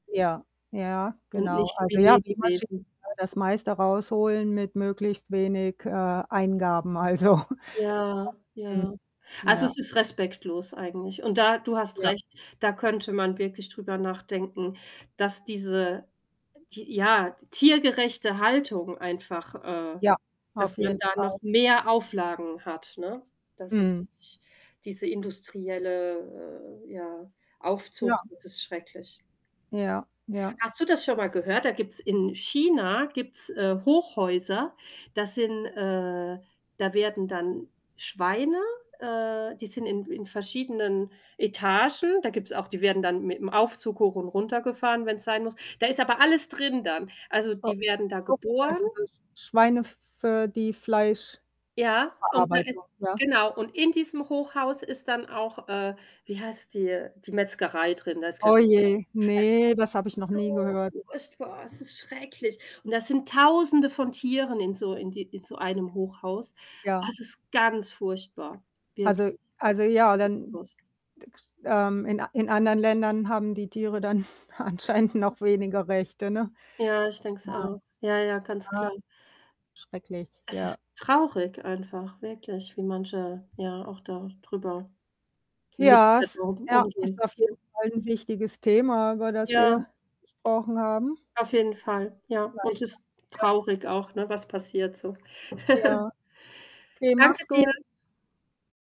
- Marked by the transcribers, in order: static; distorted speech; laughing while speaking: "Also"; unintelligible speech; other background noise; stressed: "mehr"; stressed: "so"; unintelligible speech; snort; unintelligible speech; giggle
- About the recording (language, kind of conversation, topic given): German, unstructured, Glaubst du, dass Tiere genauso viele Rechte haben sollten wie Menschen?